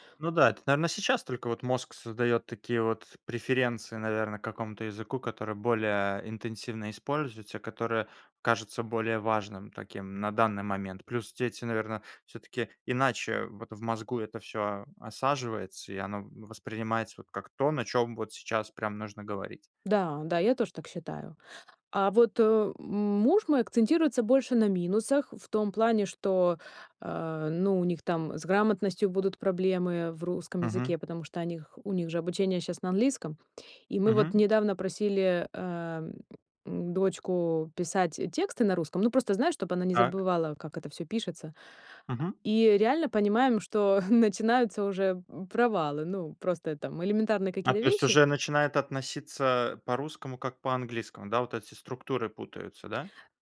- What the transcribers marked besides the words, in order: none
- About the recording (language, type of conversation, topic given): Russian, podcast, Как ты относишься к смешению языков в семье?